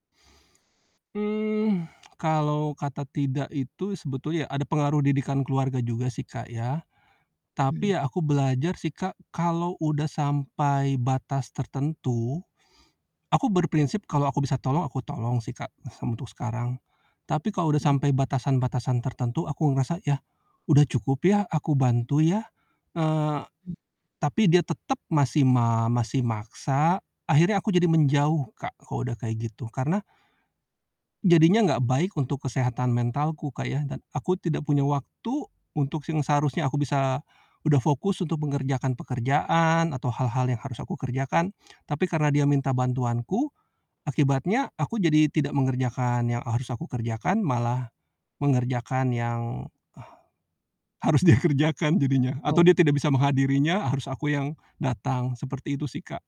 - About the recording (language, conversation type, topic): Indonesian, podcast, Pernahkah kamu merasa sulit mengatakan tidak kepada orang lain?
- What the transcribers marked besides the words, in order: static; distorted speech; stressed: "tetep"; laughing while speaking: "dia kerjakan"